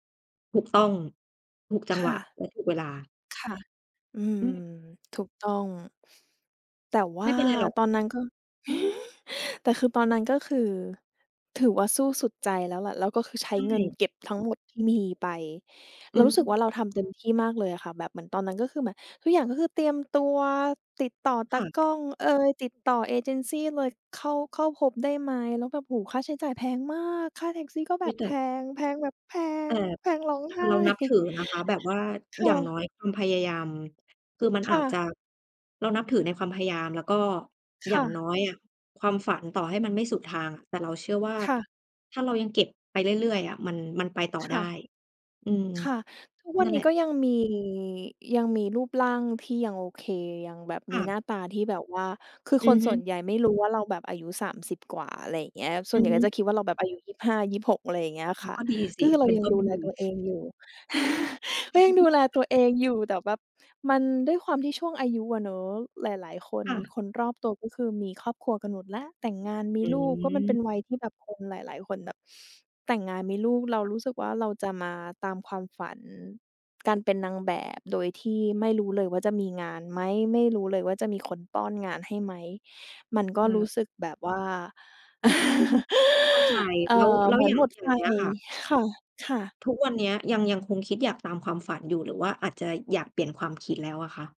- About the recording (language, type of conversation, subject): Thai, podcast, คุณคิดอย่างไรกับการเลือกระหว่างอยู่ใกล้ครอบครัวกับการตามความฝันของตัวเอง?
- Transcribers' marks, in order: chuckle; chuckle; chuckle; chuckle